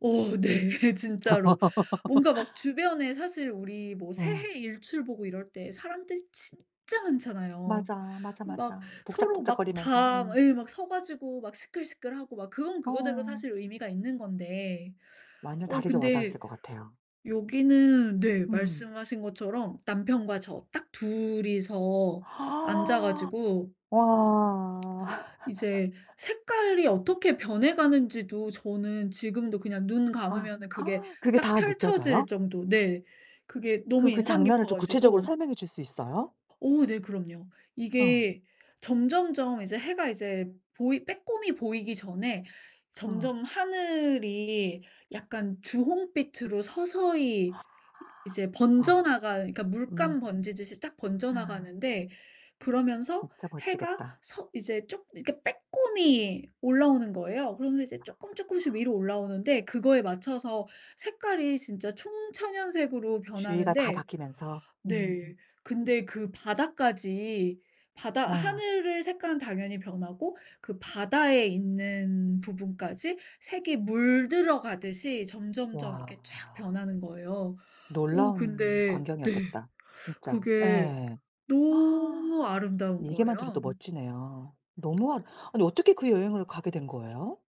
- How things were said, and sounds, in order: laughing while speaking: "네. 진짜로"; tapping; laugh; other background noise; "복작복작하면서" said as "복작복작거리면서"; inhale; laugh; inhale; "번지듯이" said as "번지짓이"; "하늘의" said as "을"
- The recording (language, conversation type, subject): Korean, podcast, 가장 기억에 남는 여행 이야기를 들려주실 수 있나요?
- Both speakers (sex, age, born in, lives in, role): female, 40-44, South Korea, South Korea, host; female, 40-44, South Korea, United States, guest